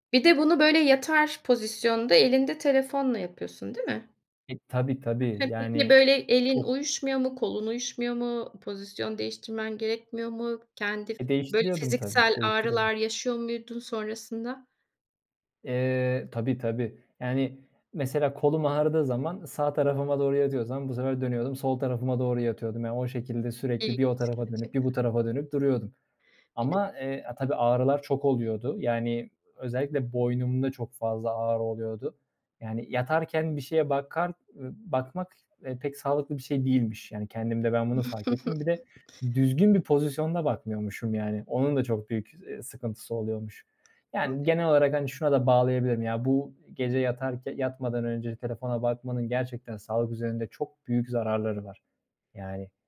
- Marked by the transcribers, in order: other background noise; chuckle; tapping
- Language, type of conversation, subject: Turkish, podcast, Yatmadan önce telefon kullanımı hakkında ne düşünüyorsun?